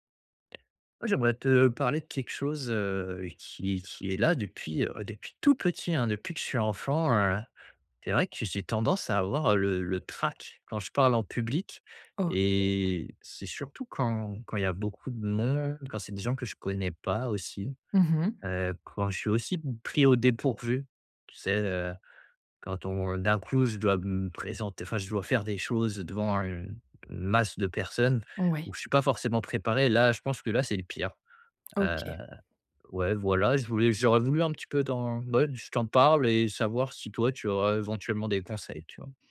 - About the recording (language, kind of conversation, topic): French, advice, Comment puis-je mieux gérer mon trac et mon stress avant de parler en public ?
- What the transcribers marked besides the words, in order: drawn out: "et"